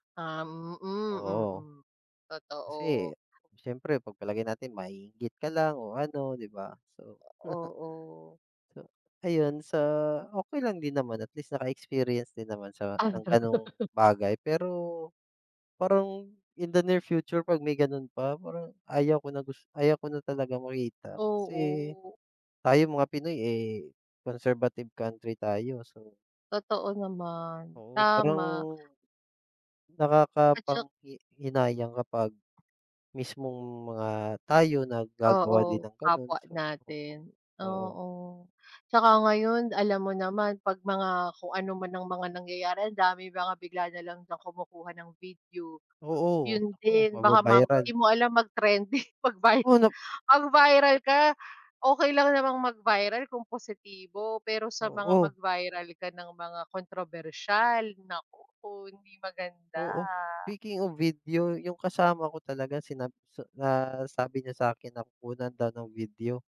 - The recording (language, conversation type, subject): Filipino, unstructured, Ano ang pinakanakagugulat na nangyari sa iyong paglalakbay?
- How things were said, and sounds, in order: chuckle; laugh; in English: "conservative country"; other background noise; unintelligible speech; laughing while speaking: "trending, mag-vi"